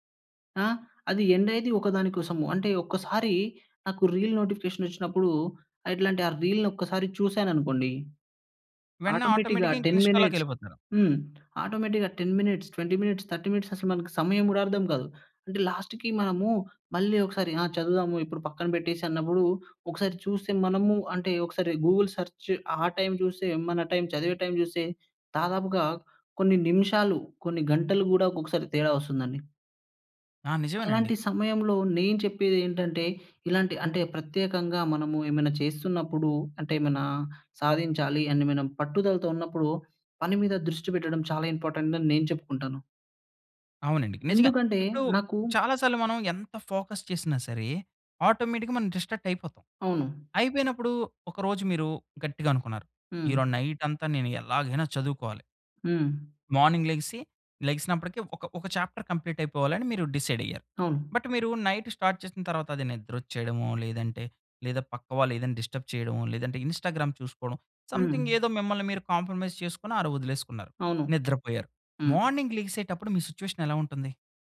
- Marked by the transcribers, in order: in English: "రీల్"; in English: "ఆటోమేటిక్‌గా టెన్ మినిట్స్"; in English: "ఆటోమేటిక్‌గా"; in English: "ఆటోమేటిక్‌గా టెన్ మినిట్స్, ట్వెంటీ మినిట్స్, థర్టీ మినిట్స్"; in English: "లాస్ట్‌కీ"; in English: "గూగుల్ సర్చ్"; in English: "ఫోకస్"; in English: "ఆటోమేటిక్‌గా"; in English: "మార్నింగ్"; in English: "చాప్టర్"; in English: "బట్"; in English: "నైట్ స్టార్ట్"; in English: "డిస్టర్బ్"; in English: "ఇన్‌స్టాగ్రామ్"; in English: "సమ్‌థింగ్"; in English: "కాంప్రమైజ్"; in English: "మార్నింగ్"; in English: "సిచ్యువేషన్"
- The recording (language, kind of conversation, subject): Telugu, podcast, పనిపై దృష్టి నిలబెట్టుకునేందుకు మీరు పాటించే రోజువారీ రొటీన్ ఏమిటి?
- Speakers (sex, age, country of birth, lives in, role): male, 20-24, India, India, guest; male, 30-34, India, India, host